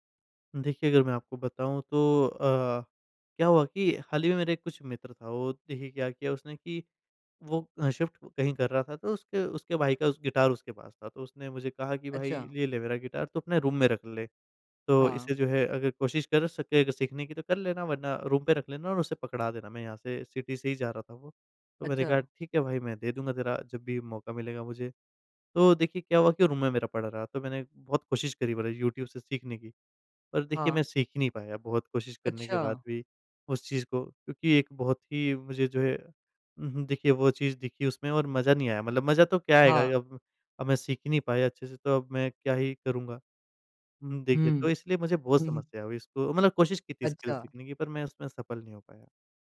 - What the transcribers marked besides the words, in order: in English: "शिफ़्ट"; in English: "रूम"; in English: "रूम"; in English: "सिटी"; in English: "रूम"; in English: "स्किल्स"
- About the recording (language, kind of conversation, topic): Hindi, podcast, आप कोई नया कौशल सीखना कैसे शुरू करते हैं?